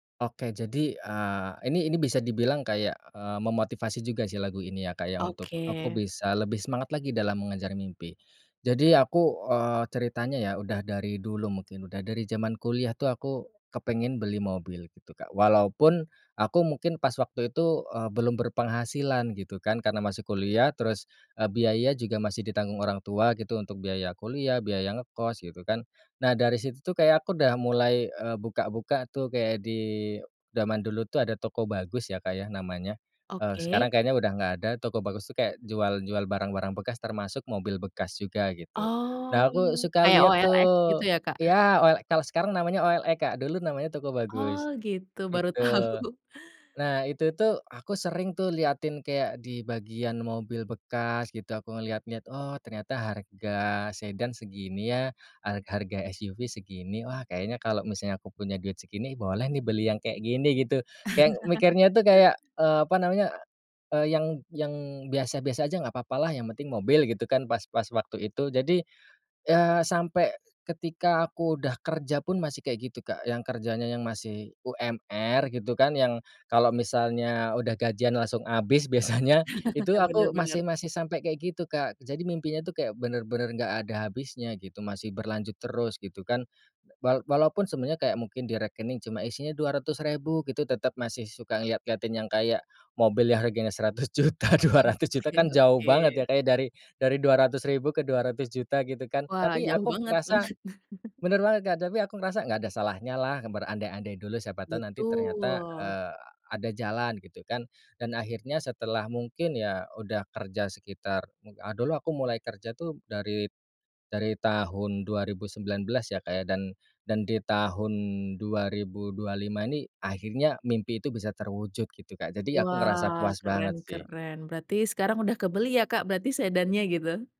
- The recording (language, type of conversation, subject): Indonesian, podcast, Bagaimana sebuah lagu bisa menjadi pengiring kisah hidupmu?
- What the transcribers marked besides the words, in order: tapping; other background noise; drawn out: "Oh"; laughing while speaking: "tahu"; chuckle; laughing while speaking: "biasanya"; chuckle; laughing while speaking: "seratus juta, dua ratus juta"; chuckle; drawn out: "Betul"